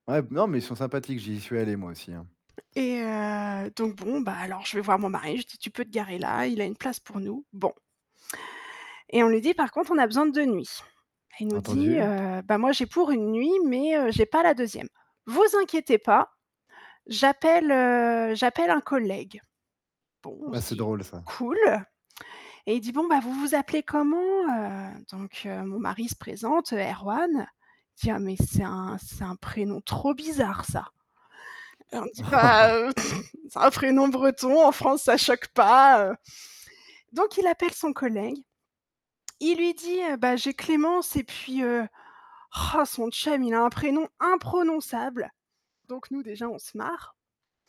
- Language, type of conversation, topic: French, podcast, Quelle rencontre mémorable as-tu faite en voyage ?
- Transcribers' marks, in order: static; stressed: "trop bizarre"; laugh; chuckle; tapping; put-on voice: "chum"; stressed: "imprononçable"